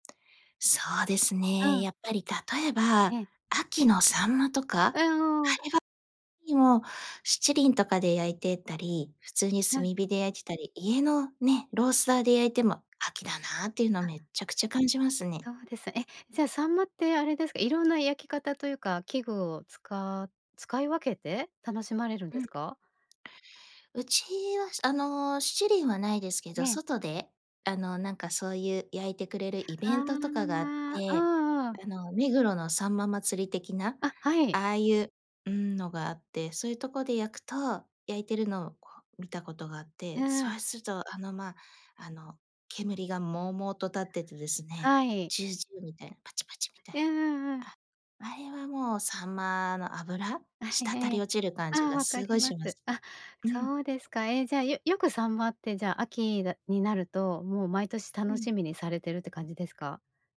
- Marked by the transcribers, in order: other background noise; tapping
- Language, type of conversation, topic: Japanese, podcast, 味で季節を感じた経験はありますか？